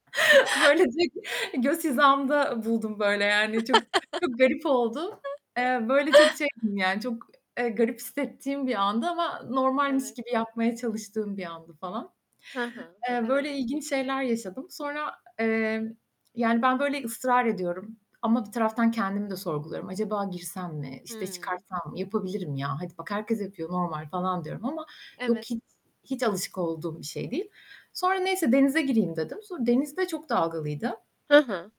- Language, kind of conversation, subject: Turkish, podcast, Tatil sırasında yaşadığın en komik aksilik neydi?
- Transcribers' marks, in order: static; "Böylece" said as "böylecek"; laugh; other background noise; distorted speech; tapping